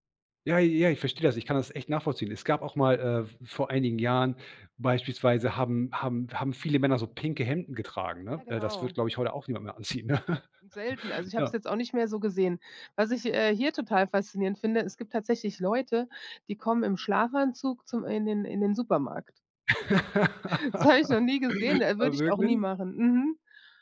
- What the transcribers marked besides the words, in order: laughing while speaking: "anziehen, ne?"; chuckle; laugh; laughing while speaking: "Ah, wirklich?"; joyful: "Das habe ich noch nie gesehen"
- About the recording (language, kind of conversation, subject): German, podcast, Wie hat sich dein Kleidungsstil über die Jahre verändert?